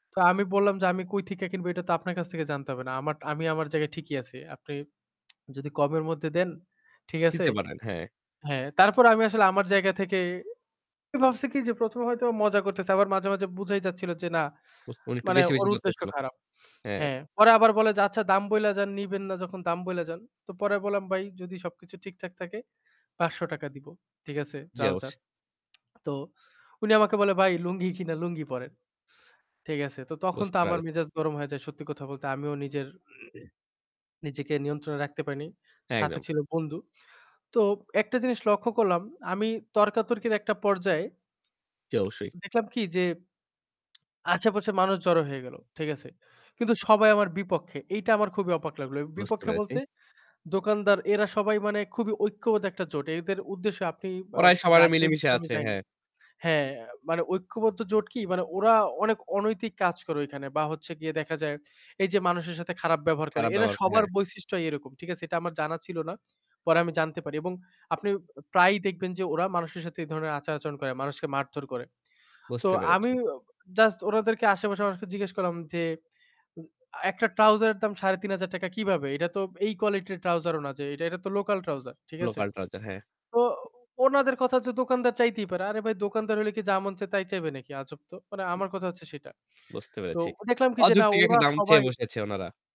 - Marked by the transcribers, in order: tsk; static; tsk; "পেরেছি" said as "পারেছি"; throat clearing; tapping; other background noise
- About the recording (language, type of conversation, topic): Bengali, podcast, স্থানীয় বাজারে দর-কষাকষি করার আপনার কোনো মজার অভিজ্ঞতার কথা বলবেন?